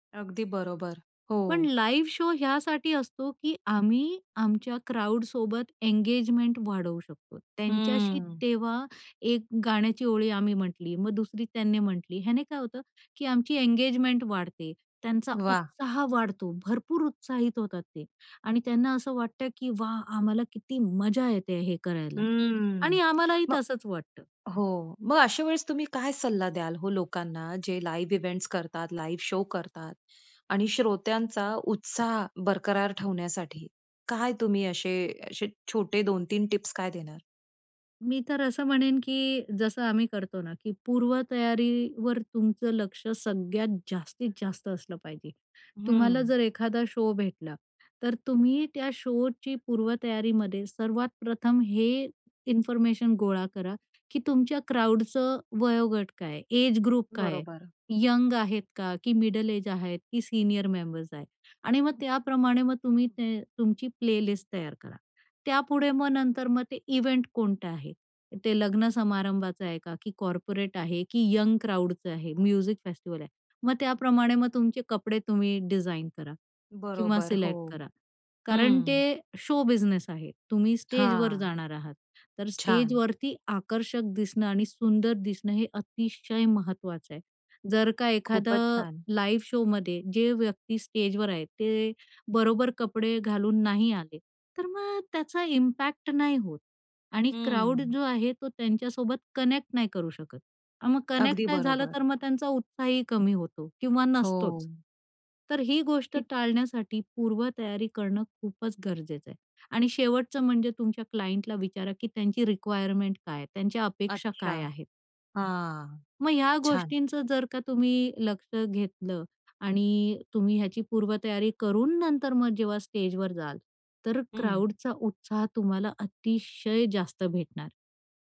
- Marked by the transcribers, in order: in English: "लाईव्ह शो"; anticipating: "वाह! आम्हाला किती मजा येते हे करायला"; in English: "लाईव्ह इव्हेंट्स"; in English: "लाईव्ह शो"; in English: "शो"; in English: "शोची"; in English: "एज ग्रुप"; in English: "मिडल एज"; in English: "प्लेलिस्ट"; in English: "इव्हेंट"; in English: "कॉर्पोरेट"; in English: "म्युझिक फेस्टिवल"; in English: "शो बिझनेस"; in English: "लाईव्ह शोमध्ये"; in English: "इम्पॅक्ट"; in English: "कनेक्ट"; in English: "कनेक्ट"; in English: "क्लायन्टला"
- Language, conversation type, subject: Marathi, podcast, लाईव्ह शोमध्ये श्रोत्यांचा उत्साह तुला कसा प्रभावित करतो?